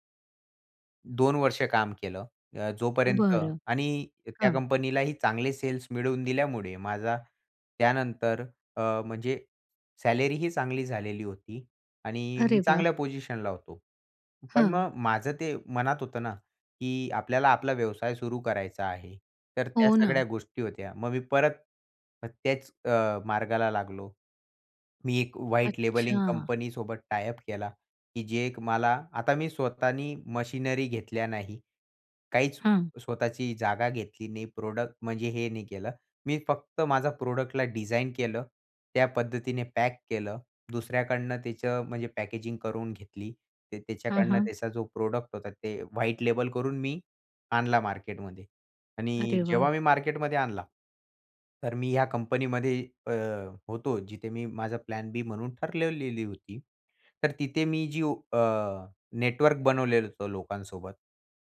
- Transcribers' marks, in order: in English: "पोझिशनला"; in English: "व्हाईट लेबलिंग"; in English: "टायअप"; in English: "प्रोडक्ट"; in English: "पॅकेजिंग"; in English: "प्रोडक्ट"; in English: "व्हाईट लेबल"; in English: "प्लॅन बी"; "ठरवलेली" said as "ठररलेली"
- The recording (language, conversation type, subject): Marathi, podcast, अपयशानंतर पर्यायी योजना कशी आखतोस?